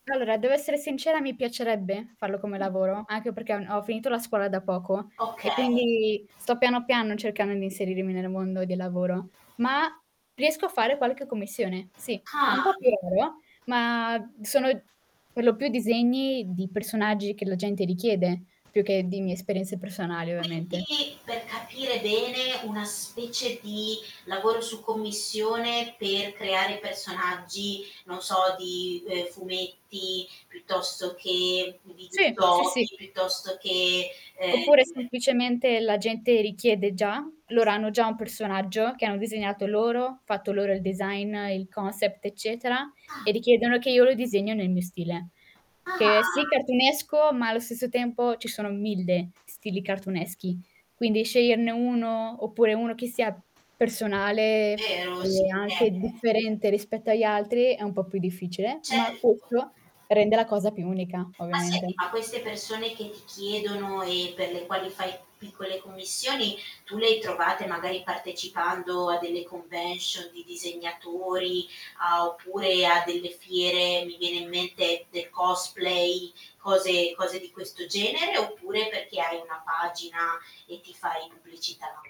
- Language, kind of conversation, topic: Italian, podcast, Come trasformi un’esperienza personale in qualcosa di creativo?
- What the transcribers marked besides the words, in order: static; other background noise; distorted speech; unintelligible speech; in English: "design"; in English: "concept"; drawn out: "Ah"; tapping; in English: "convention"; in English: "cosplay"